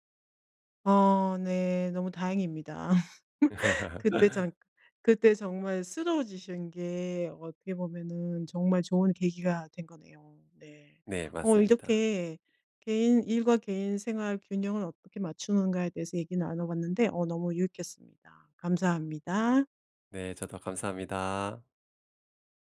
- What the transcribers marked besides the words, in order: laugh; tapping
- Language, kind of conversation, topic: Korean, podcast, 일과 개인 생활의 균형을 어떻게 관리하시나요?